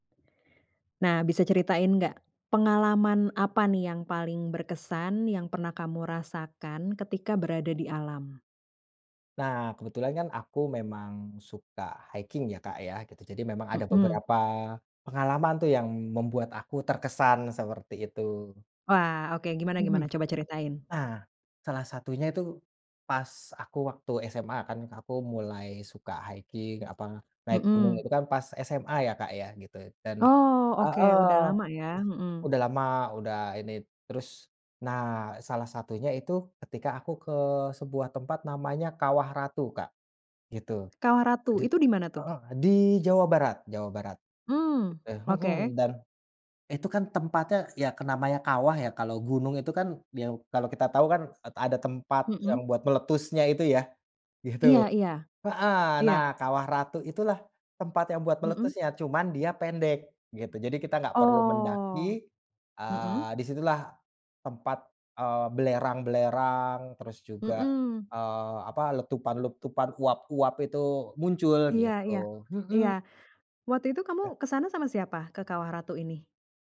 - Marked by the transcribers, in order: in English: "hiking"; in English: "hiking"; other background noise
- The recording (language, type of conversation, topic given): Indonesian, podcast, Ceritakan pengalaman paling berkesanmu saat berada di alam?